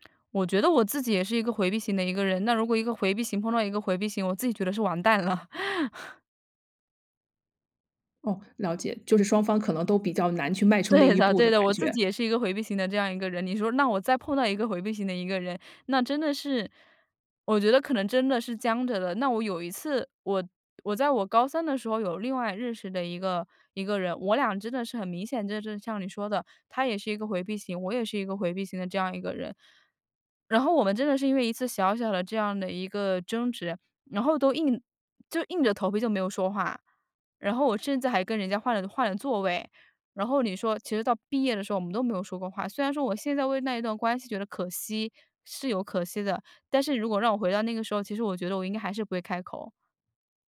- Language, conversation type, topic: Chinese, podcast, 有没有一次和解让关系变得更好的例子？
- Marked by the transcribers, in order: laugh; laughing while speaking: "对的"